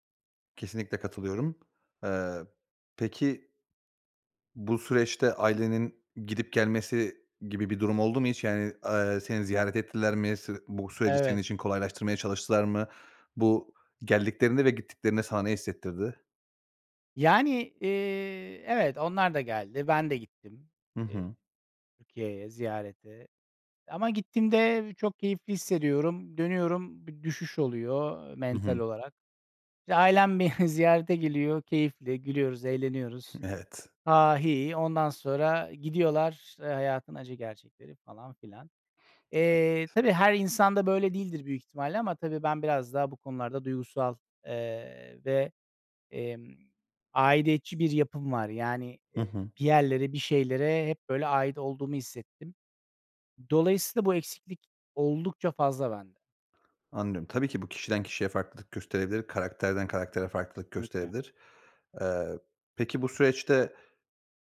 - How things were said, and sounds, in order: laughing while speaking: "beni"; other background noise; unintelligible speech
- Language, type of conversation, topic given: Turkish, podcast, Bir yere ait olmak senin için ne anlama geliyor ve bunu ne şekilde hissediyorsun?